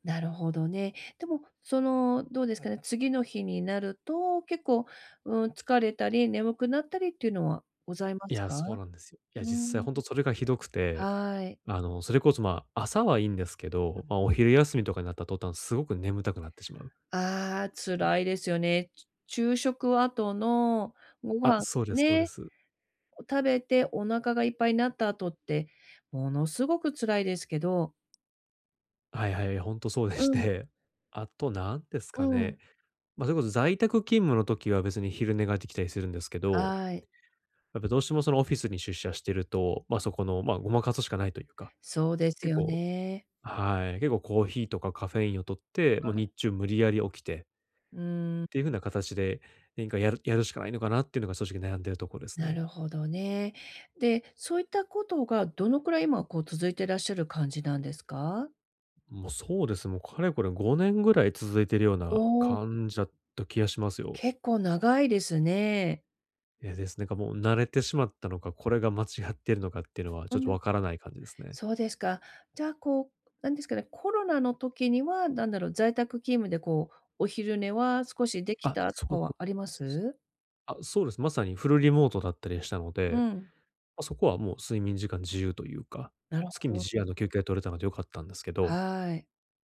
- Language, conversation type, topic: Japanese, advice, 寝つきが悪いとき、効果的な就寝前のルーティンを作るにはどうすればよいですか？
- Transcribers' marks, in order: other background noise; tapping; unintelligible speech